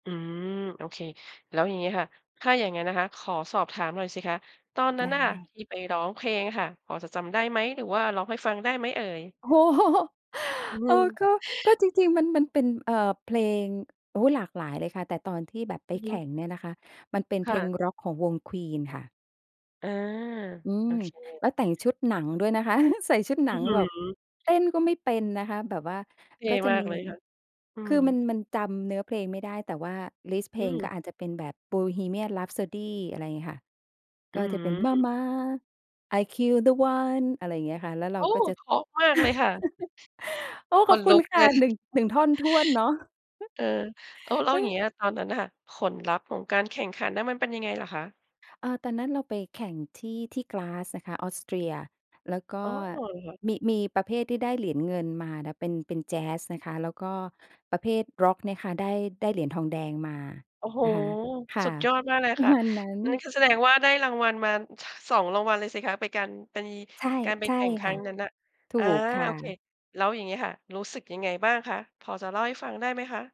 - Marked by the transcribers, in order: laughing while speaking: "โฮ"; chuckle; other background noise; singing: "Mama, I kill the one"; chuckle; laughing while speaking: "ประ"
- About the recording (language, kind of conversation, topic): Thai, podcast, ใครมีอิทธิพลทางดนตรีมากที่สุดในชีวิตคุณ?
- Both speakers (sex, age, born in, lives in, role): female, 50-54, Thailand, Thailand, guest; female, 50-54, Thailand, Thailand, host